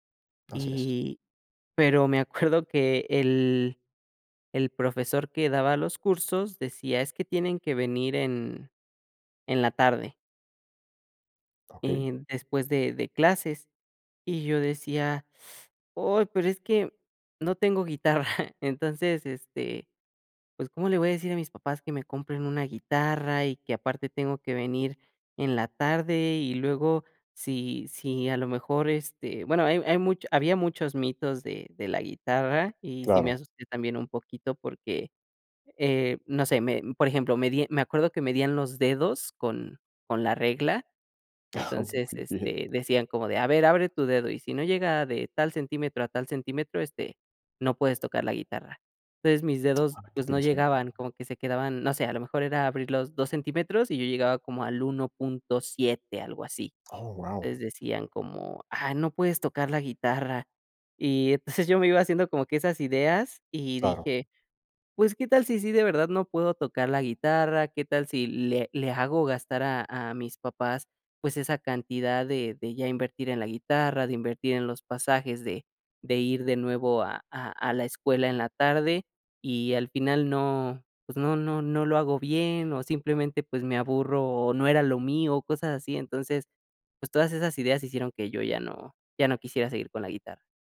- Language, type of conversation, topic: Spanish, podcast, ¿Cómo influye el miedo a fallar en el aprendizaje?
- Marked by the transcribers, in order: laughing while speaking: "acuerdo"; laughing while speaking: "guitarra"; chuckle; laughing while speaking: "entonces"; other background noise